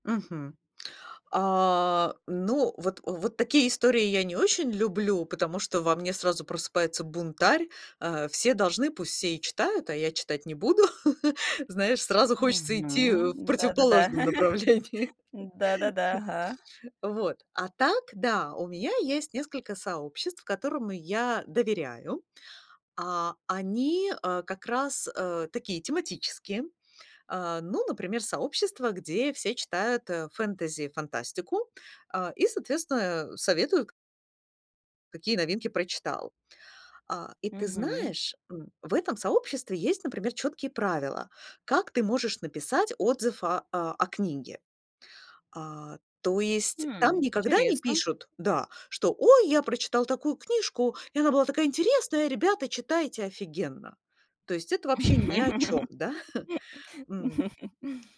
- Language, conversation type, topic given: Russian, podcast, Как выбрать идеальную книгу для чтения?
- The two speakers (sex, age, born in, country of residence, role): female, 35-39, Russia, United States, host; female, 45-49, Russia, Spain, guest
- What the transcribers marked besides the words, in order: laugh; laugh; laughing while speaking: "направлении"; laugh; laugh; chuckle